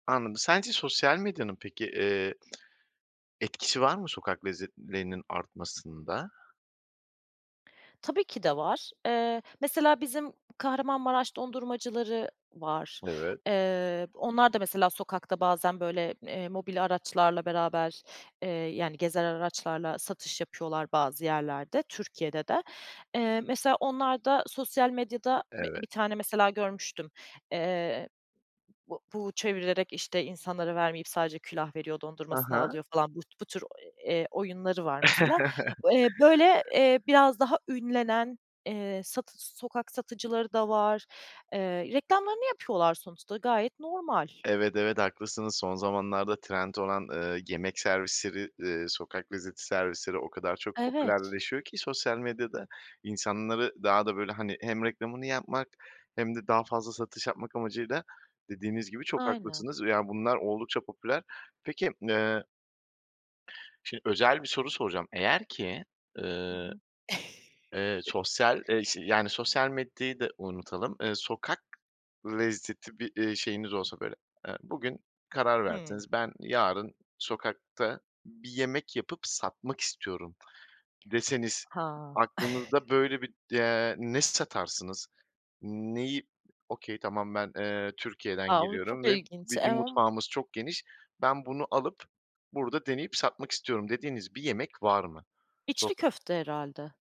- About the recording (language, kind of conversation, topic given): Turkish, podcast, Sokak yemekleri neden popüler ve bu konuda ne düşünüyorsun?
- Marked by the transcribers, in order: tapping; other background noise; laugh; chuckle; stressed: "sokak"; chuckle; unintelligible speech